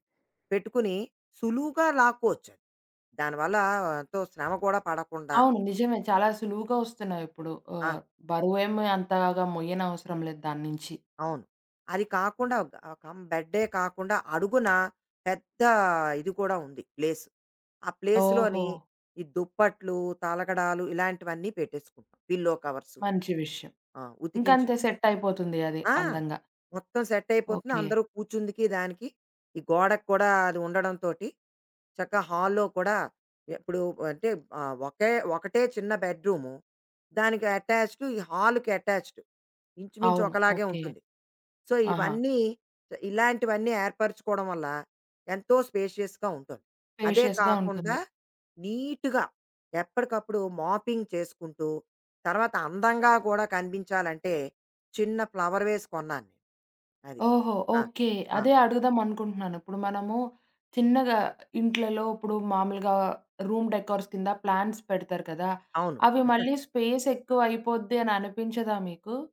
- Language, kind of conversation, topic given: Telugu, podcast, ఒక చిన్న గదిని పెద్దదిగా కనిపించేలా చేయడానికి మీరు ఏ చిట్కాలు పాటిస్తారు?
- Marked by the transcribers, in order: in English: "కమ్"; in English: "ప్లేస్"; in English: "ప్లేస్‌లోని"; tapping; in English: "పిల్లో"; in English: "హాల్‌లో"; in English: "అటాచ్డ్"; in English: "హాల్‌కి అటాచ్డ్"; in English: "సో"; in English: "స్పేషియస్‌గా"; in English: "స్పేషియస్‌గా"; in English: "నీట్‌గా"; in English: "మాపింగ్"; in English: "ఫ్లవర్ వేస్"; other background noise; in English: "రూమ్ డెకార్స్"; in English: "ప్లాంట్స్"; chuckle